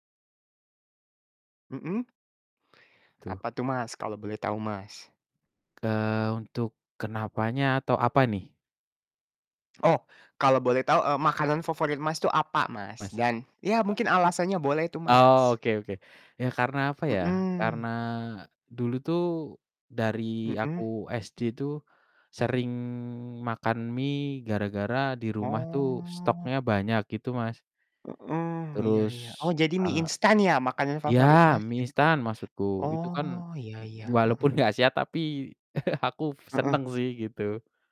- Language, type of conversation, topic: Indonesian, unstructured, Apa makanan favorit Anda dan mengapa?
- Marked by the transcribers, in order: drawn out: "Oh"; laughing while speaking: "gak"; chuckle